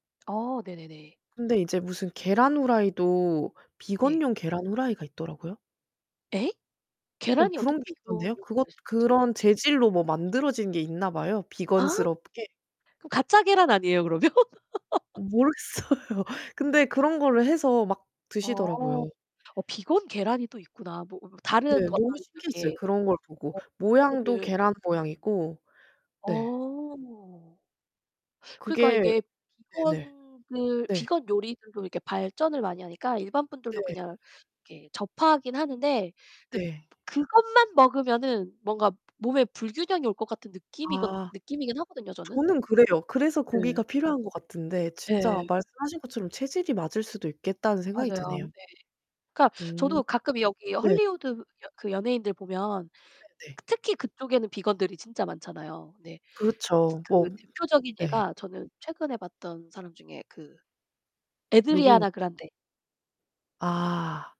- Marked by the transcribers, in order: surprised: "예?"; distorted speech; surprised: "아?"; laughing while speaking: "그러면?"; laugh; laughing while speaking: "모르겠어요"
- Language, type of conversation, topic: Korean, unstructured, 요즘 사람들 사이에서 화제가 되는 음식은 무엇인가요?